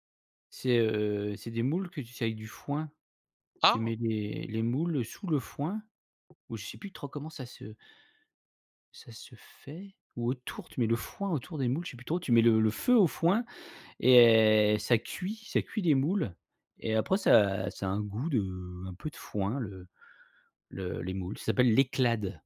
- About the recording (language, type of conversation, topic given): French, podcast, Comment se déroulaient les repas en famille chez toi ?
- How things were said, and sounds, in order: tapping; stressed: "l'éclade"